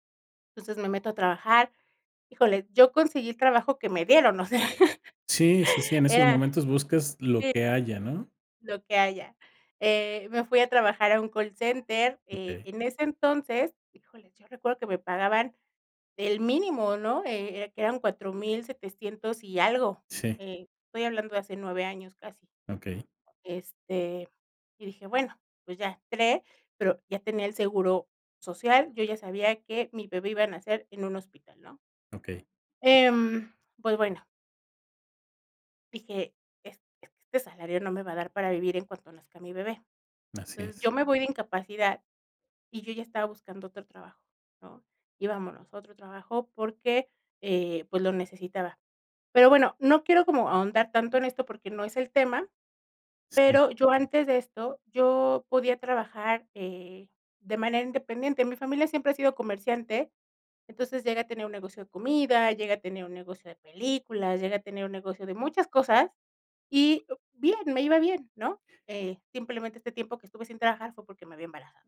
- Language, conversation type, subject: Spanish, podcast, ¿Qué te ayuda a decidir dejar un trabajo estable?
- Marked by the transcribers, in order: laugh